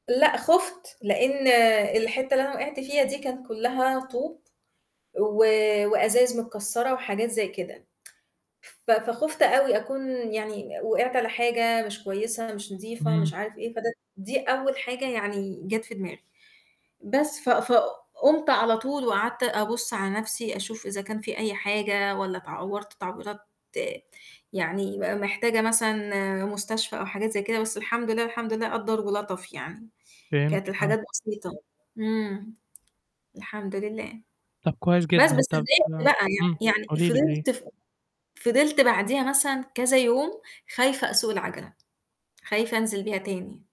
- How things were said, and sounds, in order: tsk; distorted speech; tapping; other noise
- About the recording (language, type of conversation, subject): Arabic, podcast, إزاي بتحوّل الفشل لفرصة تتعلّم منها؟